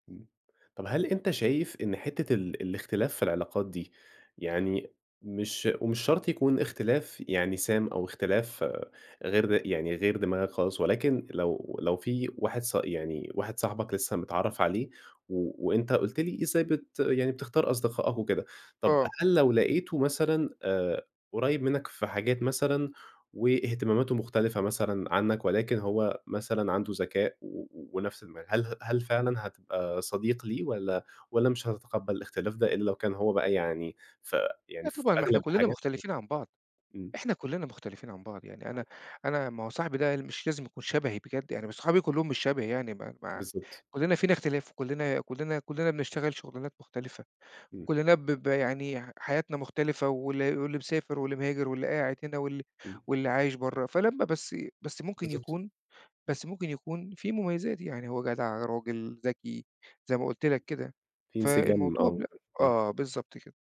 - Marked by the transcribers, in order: unintelligible speech; tapping
- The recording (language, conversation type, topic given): Arabic, podcast, إيه الحاجات الصغيرة اللي بتقوّي الروابط بين الناس؟